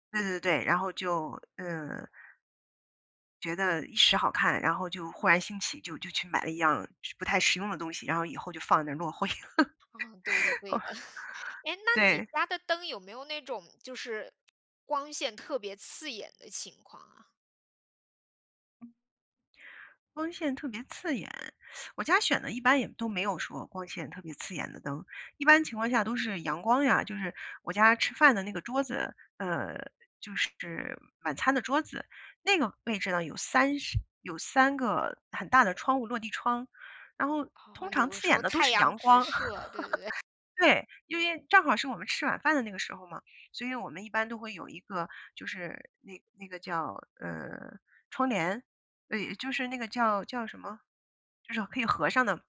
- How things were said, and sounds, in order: laugh; chuckle; other background noise; teeth sucking; laugh
- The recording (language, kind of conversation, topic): Chinese, podcast, 怎样的灯光最能营造温馨感？